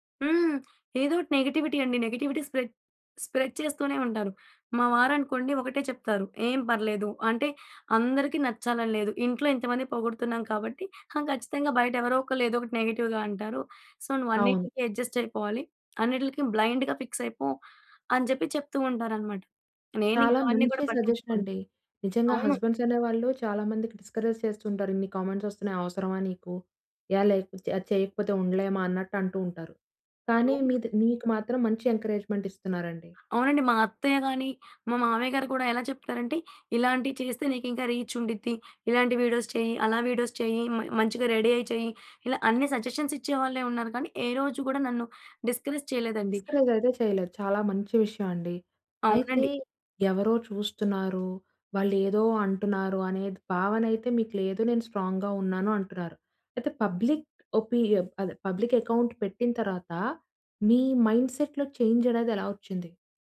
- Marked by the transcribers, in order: in English: "నెగటివిటీ"; in English: "నెగటివిటీ స్ప్రెడ్ స్ప్రెడ్"; in English: "నెగెటివ్‌గా"; in English: "సో"; in English: "అడ్జస్ట్"; in English: "బ్లైండ్‌గా ఫిక్స్"; in English: "సజెషన్"; in English: "హస్బెండ్స్"; in English: "డిస్కరేజ్"; in English: "కామెంట్స్"; in English: "ఎంకరేజ్మెంట్"; other background noise; in English: "రీచ్"; in English: "వీడియోస్"; in English: "వీడియోస్"; in English: "రెడీ"; in English: "సజెషన్స్"; in English: "డిస్కరేజ్"; in English: "డిస్కరేజ్"; in English: "స్ట్రాంగ్‍గా"; in English: "పబ్లిక్"; in English: "పబ్లిక్ అకౌంట్"; in English: "మైండ్‌సెట్‌లో చేంజ్"
- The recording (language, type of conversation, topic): Telugu, podcast, పబ్లిక్ లేదా ప్రైవేట్ ఖాతా ఎంచుకునే నిర్ణయాన్ని మీరు ఎలా తీసుకుంటారు?